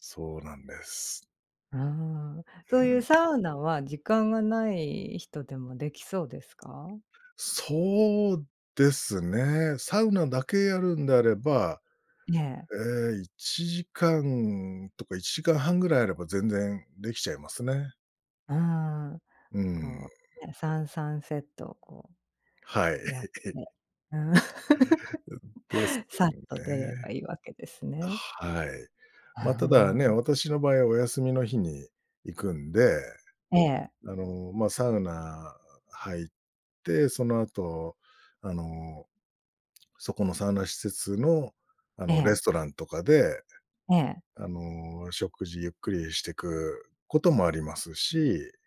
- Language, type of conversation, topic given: Japanese, podcast, 休みの日はどんな風にリセットしてる？
- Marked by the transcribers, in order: tapping; laugh